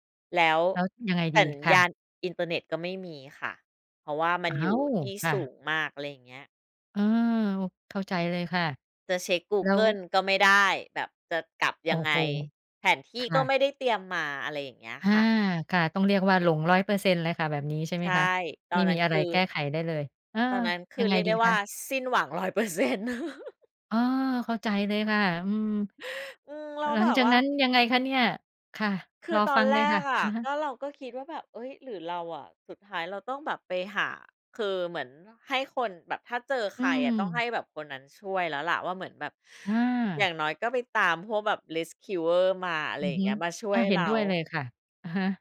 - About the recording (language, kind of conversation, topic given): Thai, podcast, เคยหลงทางจนใจหายไหม เล่าให้ฟังหน่อย?
- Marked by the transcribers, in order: laughing while speaking: "ร้อยเปอร์เซ็นต์"; chuckle; in English: "rescuer"